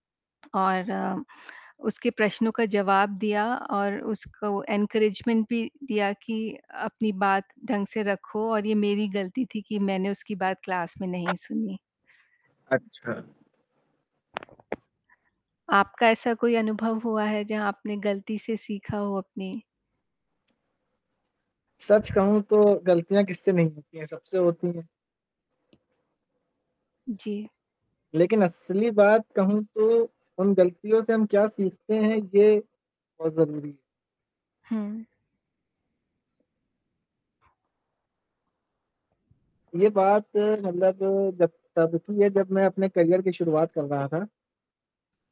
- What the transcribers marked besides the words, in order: in English: "इनकरेजमेंट"; in English: "क्लास"; other background noise; static; distorted speech; tapping; in English: "करियर"
- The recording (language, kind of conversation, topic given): Hindi, unstructured, आपकी ज़िंदगी में अब तक की सबसे बड़ी सीख क्या रही है?